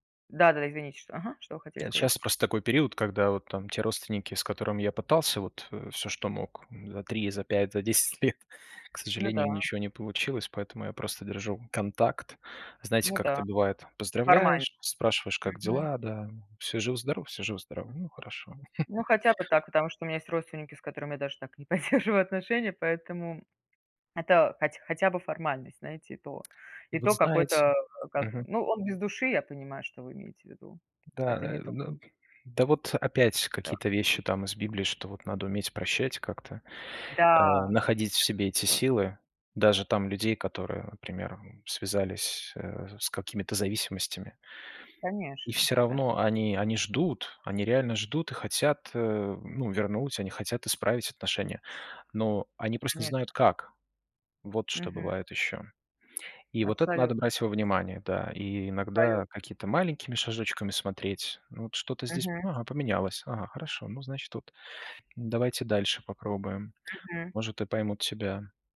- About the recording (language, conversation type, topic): Russian, unstructured, Как разрешать конфликты так, чтобы не обидеть друг друга?
- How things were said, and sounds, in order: chuckle; other background noise; chuckle; laughing while speaking: "даже так не поддерживаю"; tapping